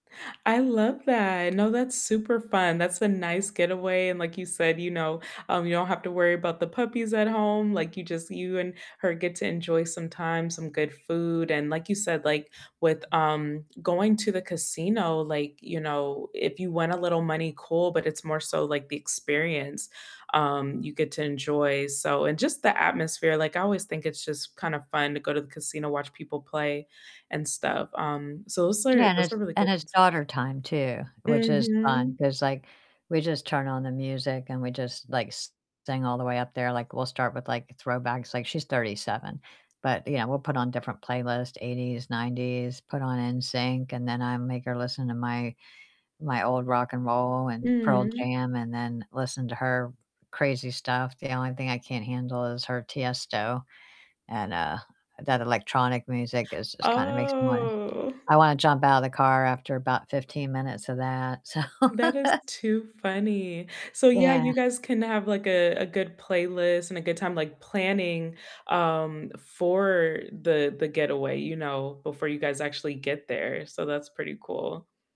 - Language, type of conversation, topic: English, unstructured, What weekend getaways within two hours of here would you recommend?
- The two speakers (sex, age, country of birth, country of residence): female, 35-39, United States, United States; female, 60-64, United States, United States
- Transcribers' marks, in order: distorted speech; drawn out: "Oh"; laughing while speaking: "so"